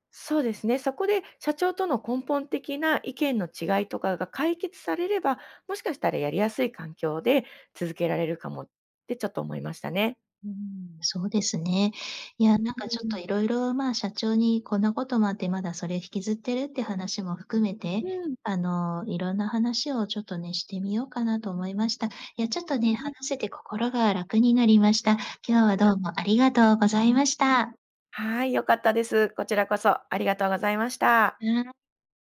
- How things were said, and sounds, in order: none
- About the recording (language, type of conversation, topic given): Japanese, advice, 退職すべきか続けるべきか決められず悩んでいる